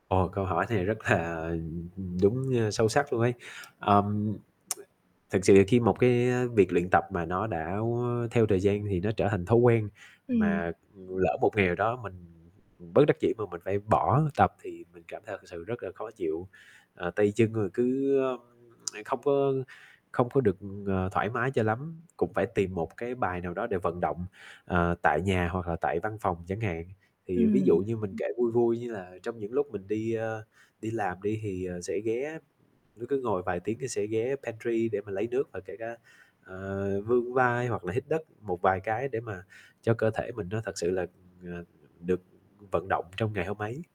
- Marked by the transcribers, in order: static; laughing while speaking: "là"; tapping; tsk; tsk; in English: "pantry"
- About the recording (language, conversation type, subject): Vietnamese, podcast, Có thói quen nhỏ nào đã thay đổi cuộc sống của bạn không?
- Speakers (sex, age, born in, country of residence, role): female, 18-19, Vietnam, Vietnam, host; male, 25-29, Vietnam, Vietnam, guest